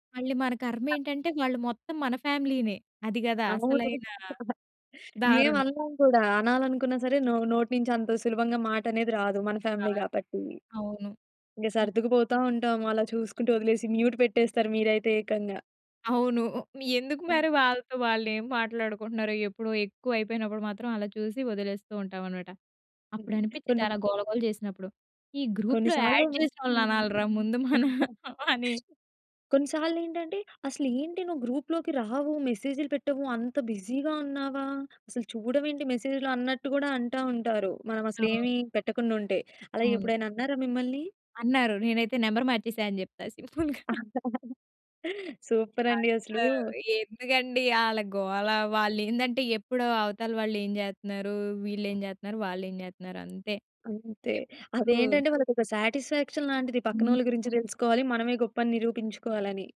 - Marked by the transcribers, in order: other background noise; giggle; in English: "ఫ్యామిలీ"; in English: "మ్యూట్"; tapping; in English: "గ్రూప్‌లో యాడ్"; giggle; chuckle; in English: "గ్రూప్‌లోకి"; in English: "బిజీగా"; in English: "నంబర్"; in English: "సింపుల్‌గా"; chuckle; in English: "సాటిస్ఫాక్షన్"
- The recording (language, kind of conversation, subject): Telugu, podcast, సందేశాలకు ఎంత వేగంగా స్పందించాలి అన్న విషయంలో మీ నియమాలు ఏమిటి?